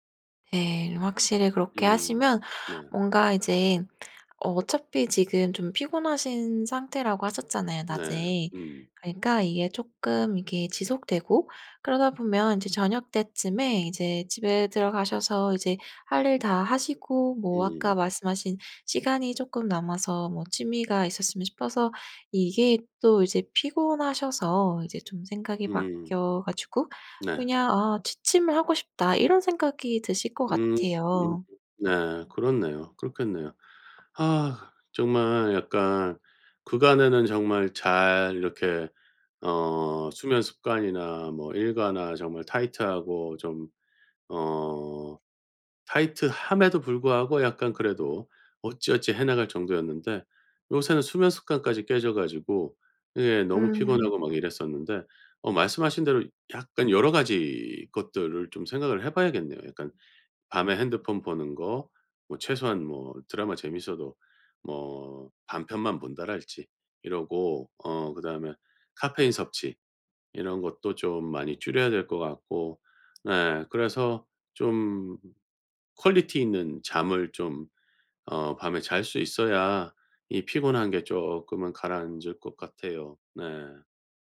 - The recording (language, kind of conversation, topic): Korean, advice, 규칙적인 수면 습관을 지키지 못해서 낮에 계속 피곤한데 어떻게 하면 좋을까요?
- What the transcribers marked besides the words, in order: other background noise; in English: "퀄리티"